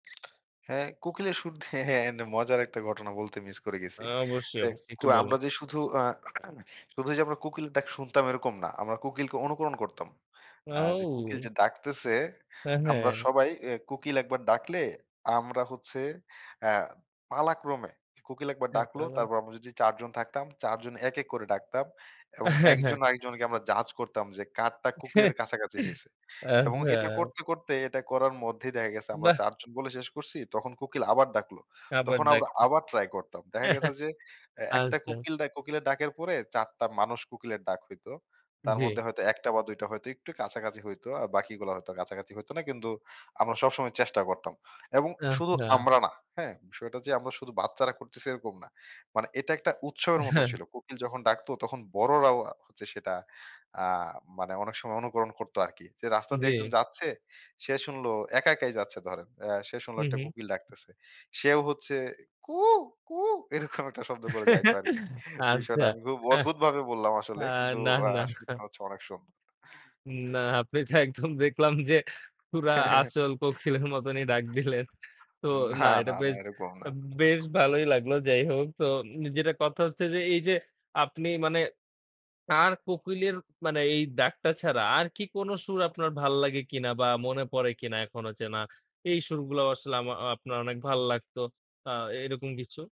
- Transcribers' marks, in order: other noise; "কোকিলের" said as "কুকিলএর"; "কোকিলকে" said as "কুকিলকে"; "কোকিল" said as "কুকিল"; drawn out: "আউ"; "কোকিল" said as "কুকিল"; in English: "জাজ"; laughing while speaking: "হ্যাঁ, হ্যাঁ"; laughing while speaking: "আচ্ছা"; laughing while speaking: "হ্যাঁ, হ্যাঁ"; put-on voice: "কুহু, কুহু"; laughing while speaking: "এরকম একটা শব্দ করে যাইতো … বললাম আসলে। কিন্তু"; laughing while speaking: "আচ্ছা হ্যাঁ আ না, না"; laughing while speaking: "না আপনি তো একদম দেখলাম যে পুরা আসল কোকিলের মতোনই ডাক দিলেন"; chuckle; laughing while speaking: "না, না, না, এরকম না"
- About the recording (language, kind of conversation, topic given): Bengali, podcast, কোন গান বা সুর শুনলে আপনার পুরনো স্মৃতি ফিরে আসে?